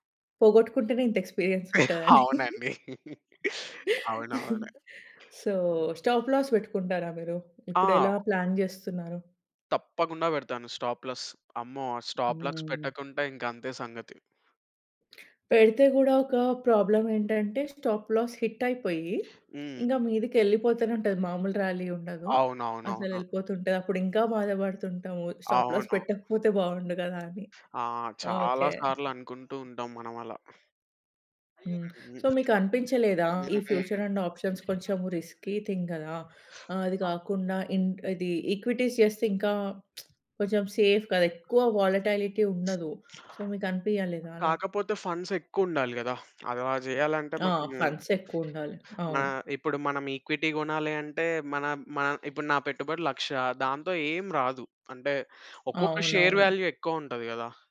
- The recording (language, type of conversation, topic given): Telugu, podcast, కాలక్రమంలో మీకు పెద్ద లాభం తీసుకొచ్చిన చిన్న ఆర్థిక నిర్ణయం ఏది?
- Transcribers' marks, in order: in English: "ఎక్స్పీరియన్స్"; laughing while speaking: "అవునండి"; chuckle; in English: "సో స్టాప్‌లాస్"; tapping; in English: "ప్లాన్"; other background noise; in English: "స్టాప్‌లాస్"; in English: "స్టాప్‌లాస్"; chuckle; in English: "ప్రాబ్లమ్"; in English: "స్టాప్‌లాస్"; in English: "ర్యాలీ"; in English: "స్టాప్‌లాస్"; in English: "సో"; in English: "ఫ్యూచర్ అండ్ ఆప్షన్స్"; in English: "రిస్కీ థింగ్"; in English: "ఈక్విటీస్"; lip smack; in English: "సేఫ్"; in English: "వాలటైలిటీ"; in English: "సో"; in English: "ఫండ్స్"; in English: "ఫండ్స్"; in English: "ఈక్విటీ"; in English: "షేర్ వాల్యూ"